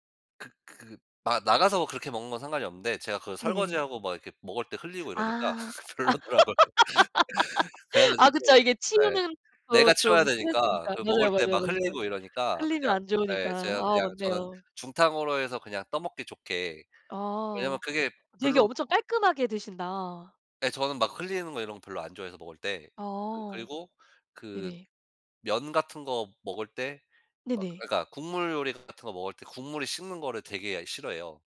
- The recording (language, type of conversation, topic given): Korean, unstructured, 자신만의 스트레스 해소법이 있나요?
- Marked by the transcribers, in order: laugh; laughing while speaking: "아 그쵸. 이게"; other background noise; laugh; laughing while speaking: "별로더라고요"